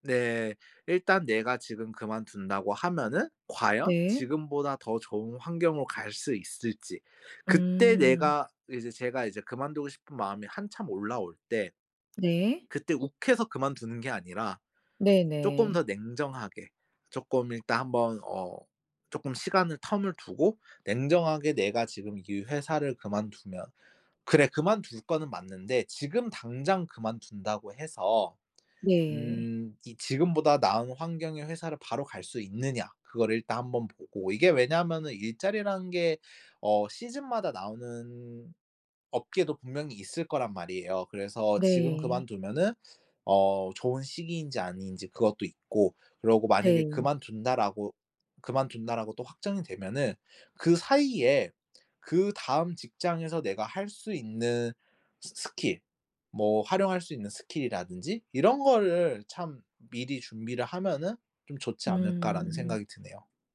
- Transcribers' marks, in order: in English: "텀을"; in English: "스킬"; in English: "스킬"
- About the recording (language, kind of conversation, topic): Korean, podcast, 직장을 그만둘지 고민할 때 보통 무엇을 가장 먼저 고려하나요?